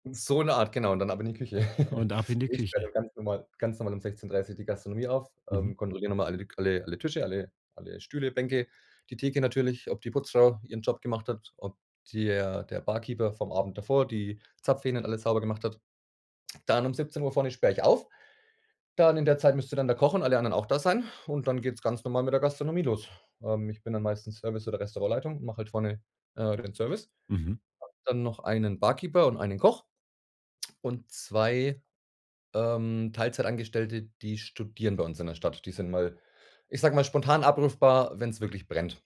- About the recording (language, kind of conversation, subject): German, podcast, Wie kann man Hobbys gut mit Job und Familie verbinden?
- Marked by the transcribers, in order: chuckle; other background noise